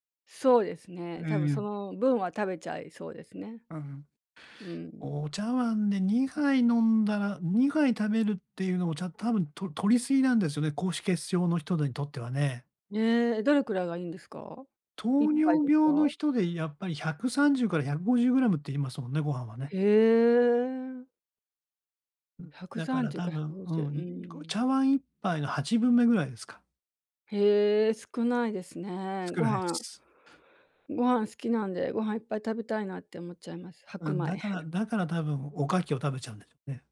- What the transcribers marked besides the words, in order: other background noise; chuckle
- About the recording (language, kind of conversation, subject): Japanese, advice, 誘惑の多い生活環境で悪い習慣を断ち切るにはどうすればいいですか？